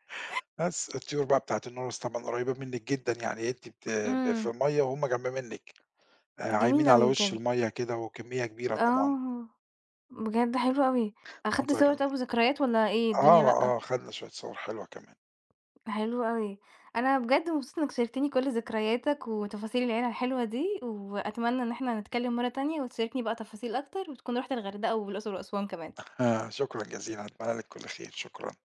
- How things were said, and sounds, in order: tapping; other background noise; chuckle
- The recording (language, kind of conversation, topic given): Arabic, podcast, إيه أحلى ذكرى ليك من السفر مع العيلة؟